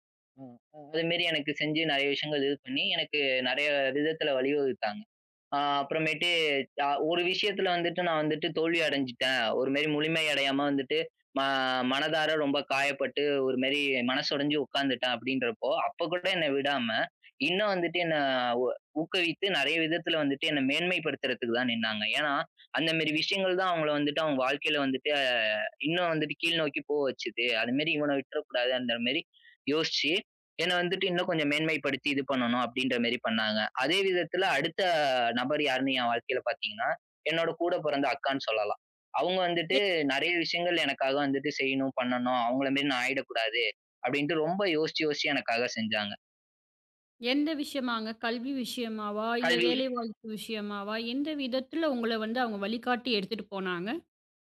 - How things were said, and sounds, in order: none
- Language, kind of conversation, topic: Tamil, podcast, தொடரும் வழிகாட்டல் உறவை எப்படிச் சிறப்பாகப் பராமரிப்பீர்கள்?